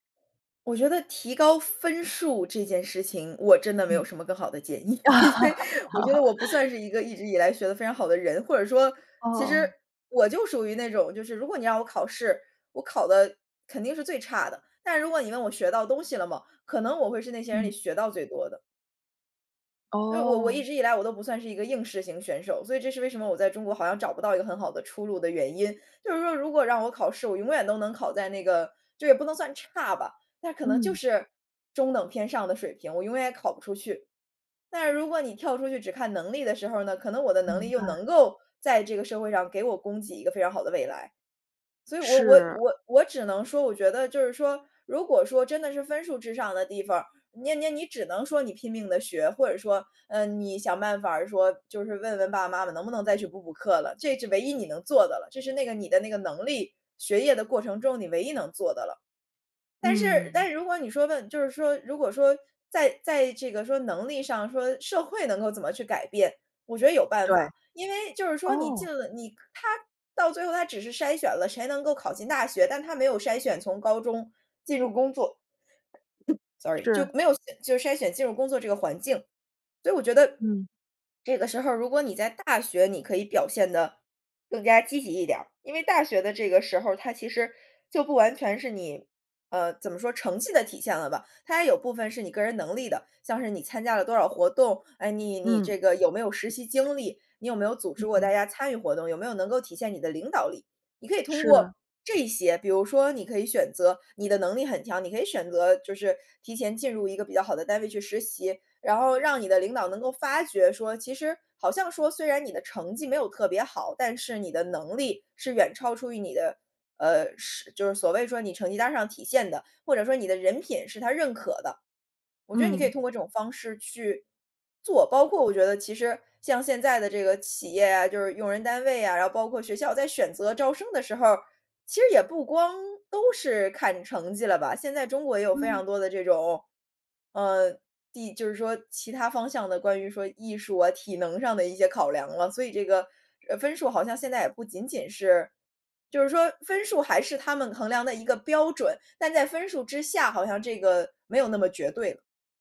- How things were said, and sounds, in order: laughing while speaking: "因为"; laugh; sneeze
- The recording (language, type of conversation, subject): Chinese, podcast, 你觉得分数能代表能力吗？